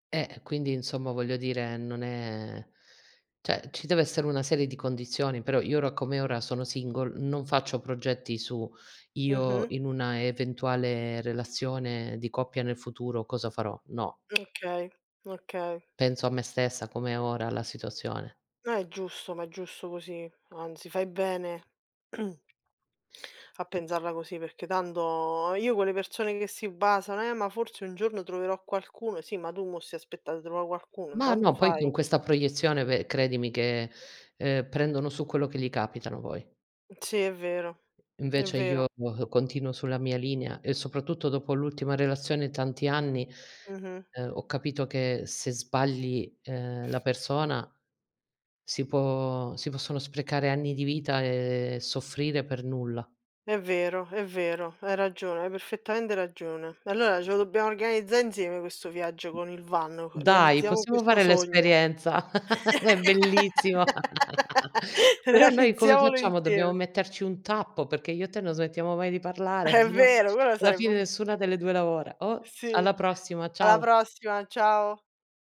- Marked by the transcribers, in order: "insomma" said as "inzomma"; "cioè" said as "ceh"; other background noise; throat clearing; tapping; laugh; laughing while speaking: "È bellissimo!"; laugh; laugh; laughing while speaking: "realizziamolo insieme!"; laughing while speaking: "È"
- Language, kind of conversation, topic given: Italian, unstructured, Hai mai rinunciato a un sogno? Perché?